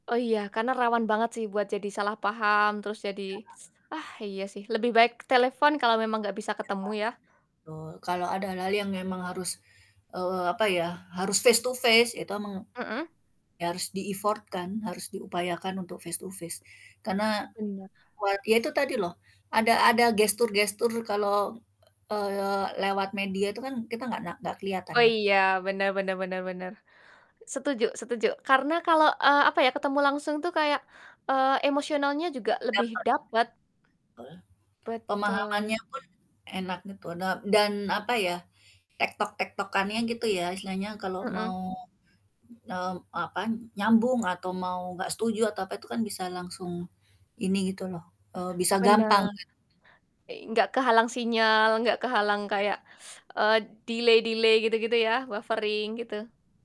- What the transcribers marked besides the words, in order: distorted speech; in English: "face to face"; in English: "di-effort-kan"; in English: "face to face"; static; other background noise; teeth sucking; in English: "delay-delay"; in English: "buffering"
- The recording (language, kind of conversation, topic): Indonesian, unstructured, Bagaimana teknologi mengubah cara kita berkomunikasi dalam kehidupan sehari-hari?